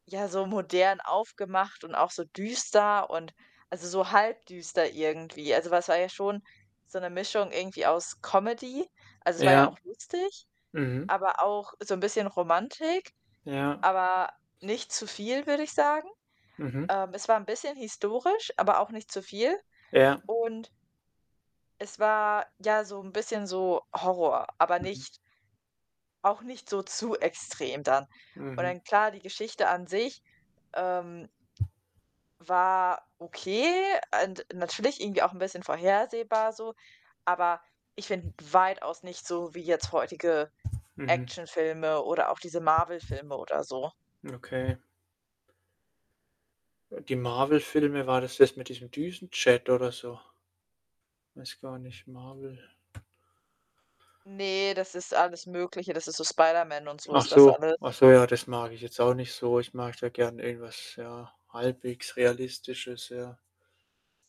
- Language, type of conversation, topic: German, unstructured, Was macht für dich einen guten Film aus?
- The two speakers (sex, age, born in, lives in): female, 25-29, Germany, Germany; male, 25-29, Germany, Germany
- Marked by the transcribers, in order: static; other background noise; tapping